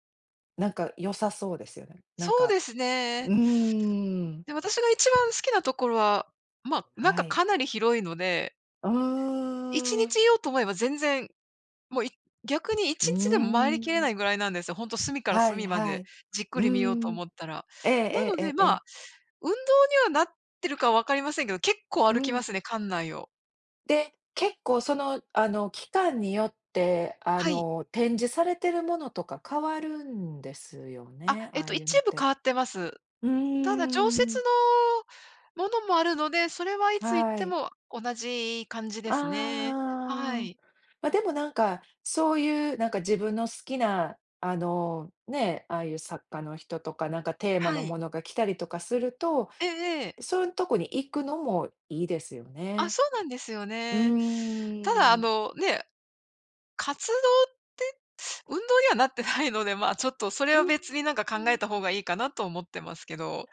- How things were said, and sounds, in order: laughing while speaking: "運動にはなってないので"
- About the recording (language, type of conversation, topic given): Japanese, unstructured, 休日はアクティブに過ごすのとリラックスして過ごすのと、どちらが好きですか？